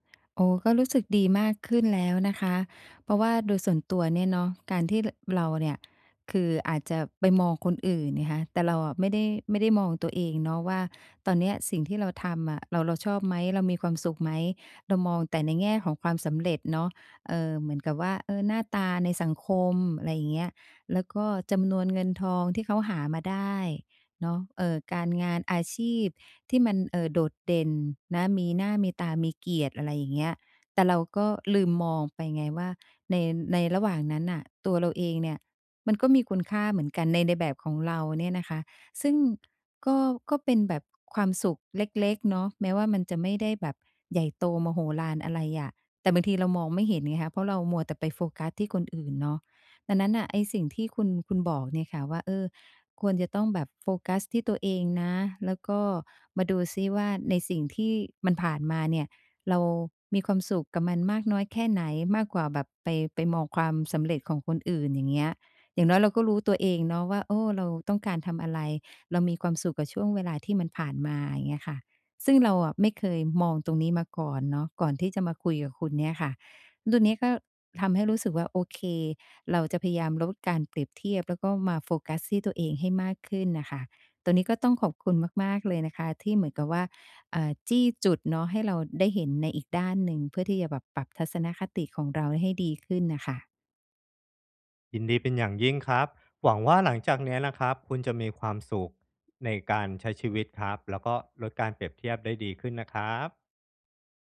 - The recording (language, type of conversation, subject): Thai, advice, ฉันจะหลีกเลี่ยงการเปรียบเทียบตัวเองกับเพื่อนและครอบครัวได้อย่างไร
- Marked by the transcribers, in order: other background noise